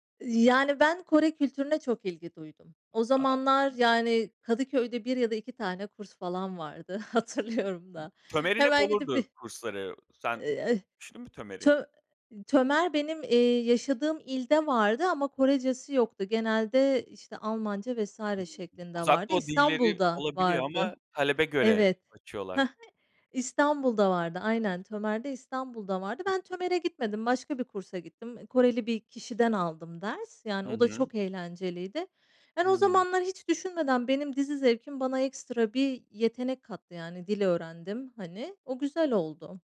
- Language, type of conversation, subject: Turkish, podcast, Bir diziyi bir gecede bitirdikten sonra kendini nasıl hissettin?
- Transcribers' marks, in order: laughing while speaking: "hatırlıyorum da"; other background noise